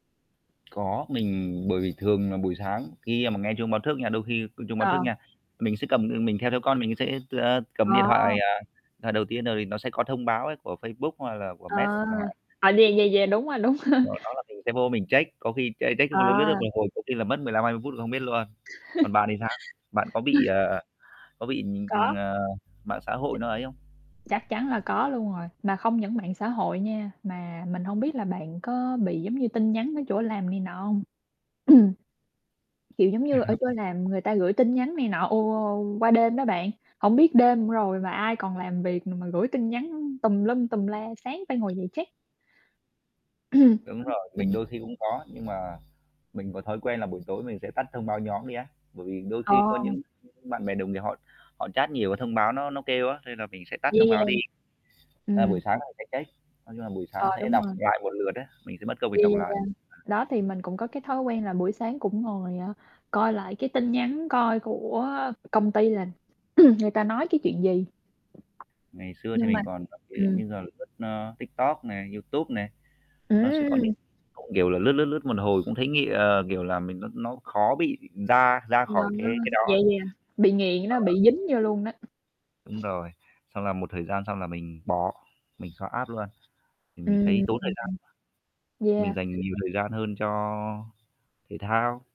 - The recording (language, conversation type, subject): Vietnamese, unstructured, Bạn thường làm gì để tạo động lực cho mình vào mỗi buổi sáng?
- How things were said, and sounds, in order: static; other background noise; mechanical hum; distorted speech; laughing while speaking: "đúng rồi"; in English: "check"; in English: "ch check"; chuckle; unintelligible speech; throat clearing; chuckle; in English: "check"; throat clearing; in English: "check"; unintelligible speech; throat clearing; unintelligible speech; tapping